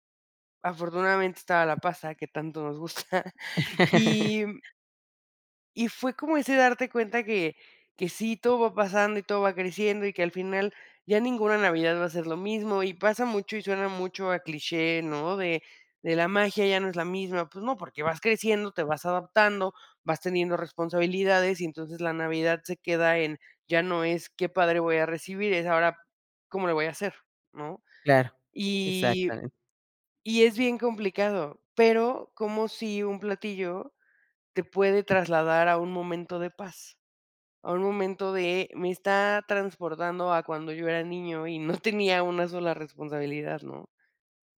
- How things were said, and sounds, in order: laugh; laughing while speaking: "gusta"; sad: "Y y es bien complicado"
- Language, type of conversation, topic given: Spanish, podcast, ¿Qué platillo te trae recuerdos de celebraciones pasadas?